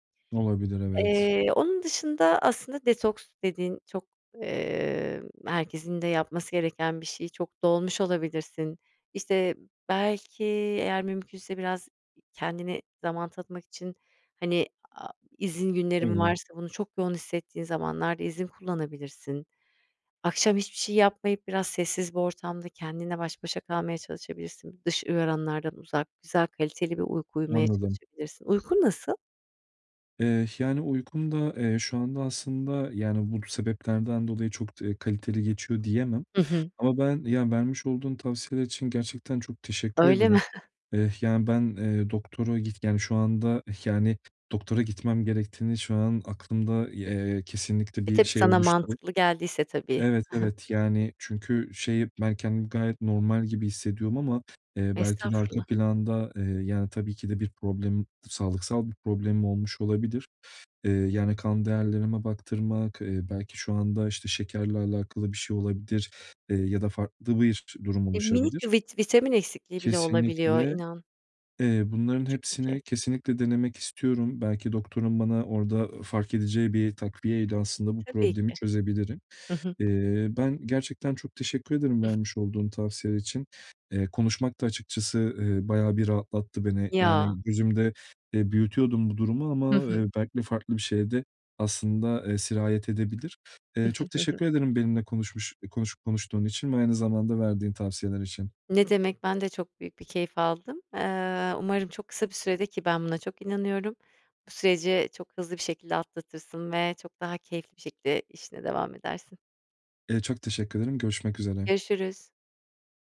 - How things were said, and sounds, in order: other background noise; unintelligible speech; tapping; chuckle; other noise
- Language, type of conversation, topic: Turkish, advice, Film ya da kitap izlerken neden bu kadar kolay dikkatimi kaybediyorum?